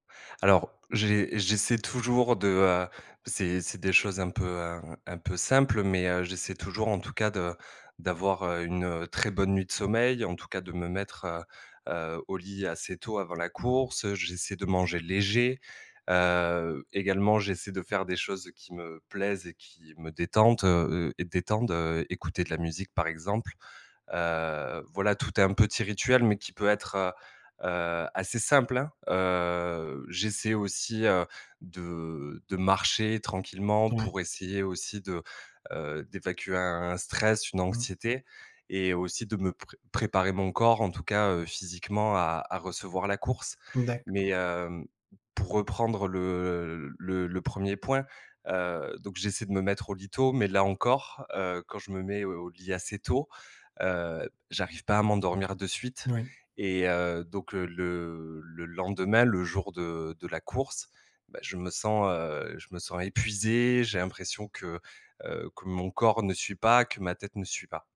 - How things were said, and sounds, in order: "détendent" said as "détente"
- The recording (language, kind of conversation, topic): French, advice, Comment décririez-vous votre anxiété avant une course ou un événement sportif ?